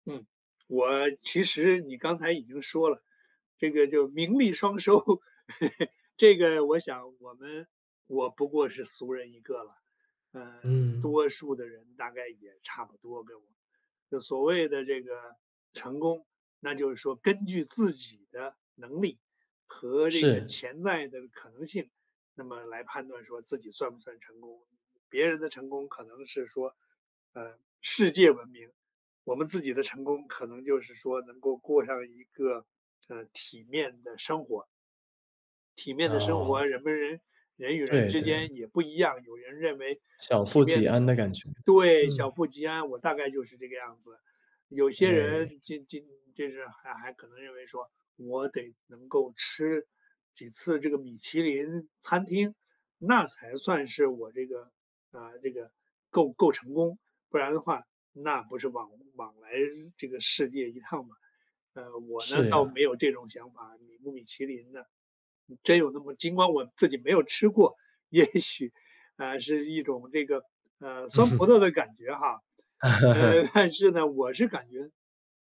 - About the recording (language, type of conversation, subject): Chinese, podcast, 如何辨别什么才是真正属于自己的成功？
- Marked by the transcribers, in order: chuckle; laughing while speaking: "也许"; chuckle